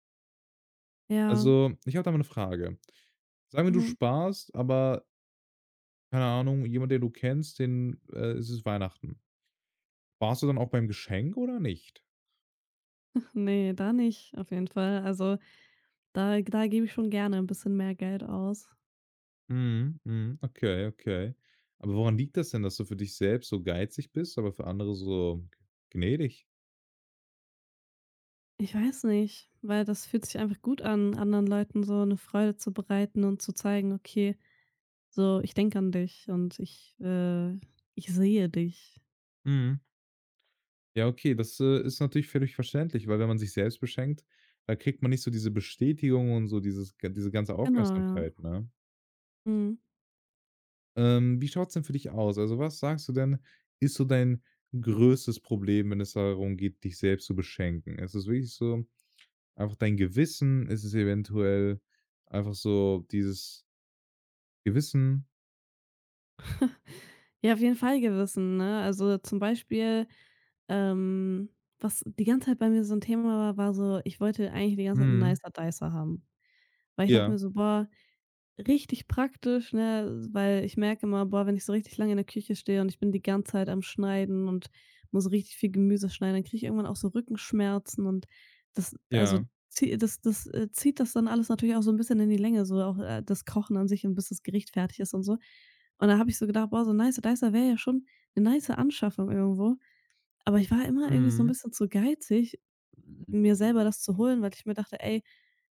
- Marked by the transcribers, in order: chuckle; other background noise; snort
- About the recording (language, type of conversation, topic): German, advice, Warum habe ich bei kleinen Ausgaben während eines Sparplans Schuldgefühle?